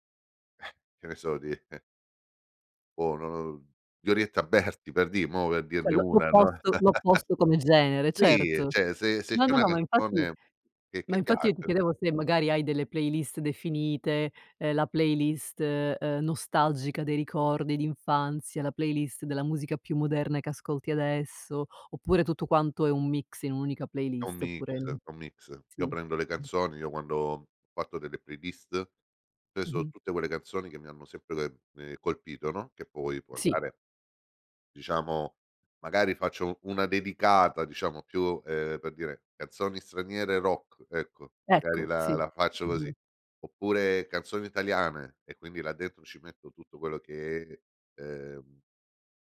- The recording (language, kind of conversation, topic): Italian, podcast, Quale canzone ti riporta subito indietro nel tempo, e perché?
- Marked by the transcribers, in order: chuckle; laughing while speaking: "Berti"; chuckle; "cioè" said as "ceh"; other background noise; "cioè" said as "ceh"